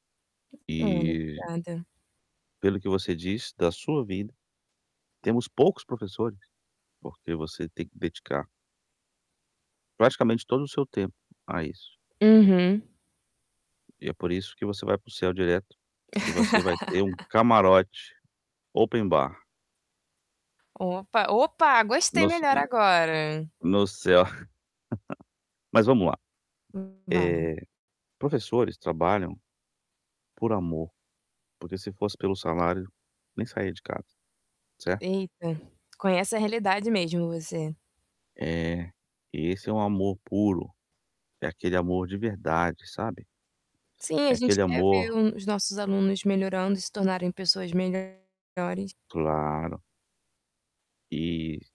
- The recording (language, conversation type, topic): Portuguese, advice, Como posso aproveitar o fim de semana sem sentir culpa?
- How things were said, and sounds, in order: tapping; distorted speech; static; laugh; in English: "open bar"; chuckle